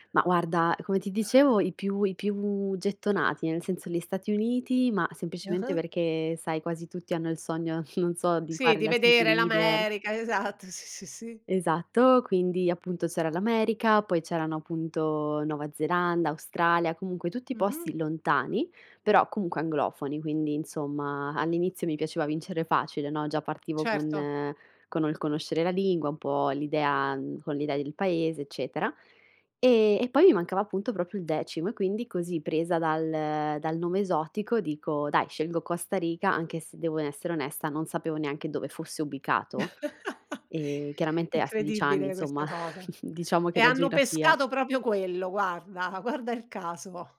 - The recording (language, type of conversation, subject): Italian, podcast, Puoi raccontarmi di un incontro casuale che si è trasformato in un’amicizia?
- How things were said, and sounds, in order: chuckle; scoff; laughing while speaking: "Esatto"; "proprio" said as "propio"; chuckle; chuckle; "proprio" said as "propio"